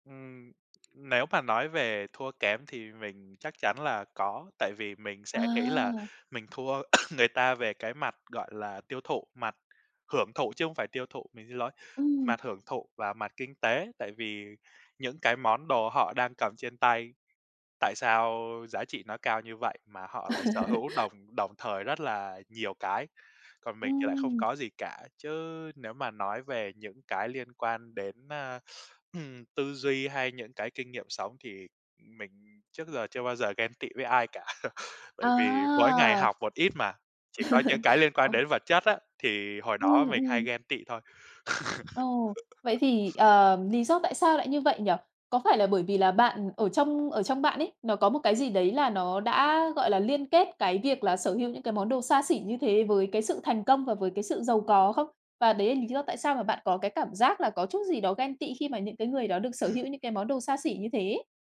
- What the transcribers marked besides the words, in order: tapping; cough; laugh; chuckle; laugh; laugh; other background noise
- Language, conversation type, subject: Vietnamese, podcast, Lướt bảng tin quá nhiều có ảnh hưởng đến cảm giác giá trị bản thân không?